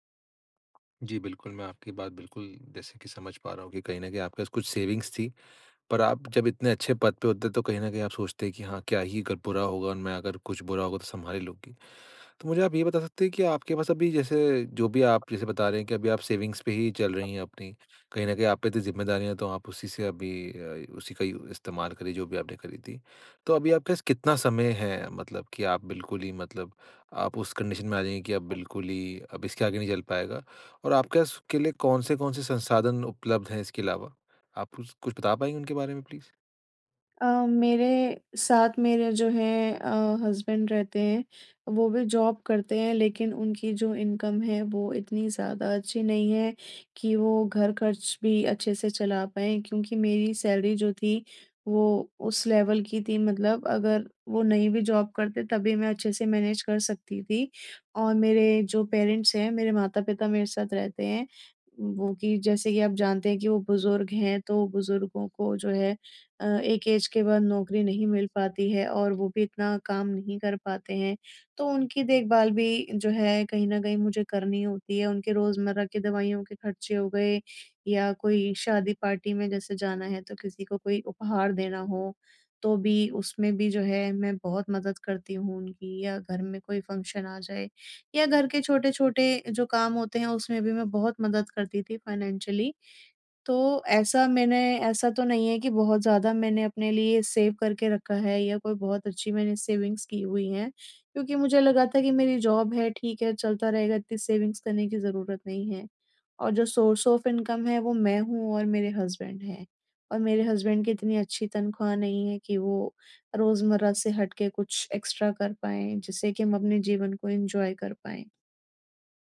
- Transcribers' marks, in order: in English: "सेविंग्स"; in English: "सेविंग्स"; in English: "कंडीशन"; in English: "प्लीज़?"; in English: "हस्बैंड"; in English: "जॉब"; in English: "इनकम"; in English: "सैलरी"; in English: "लेवल"; in English: "जॉब"; in English: "मैनेज़"; in English: "पेरेंट्स"; in English: "ऐज़"; in English: "पार्टी"; in English: "फ़ंक्शन"; in English: "फ़ाइनेंशियली"; in English: "सेव"; in English: "सेविंग्स"; in English: "जॉब"; in English: "सेविंग्स"; in English: "सोर्स ऑफ इनकम"; in English: "हस्बैंड"; in English: "हस्बैंड"; in English: "एक्स्ट्रा"; in English: "एन्जॉय"
- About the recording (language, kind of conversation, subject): Hindi, advice, नौकरी छूटने के बाद भविष्य की अनिश्चितता के बारे में आप क्या महसूस कर रहे हैं?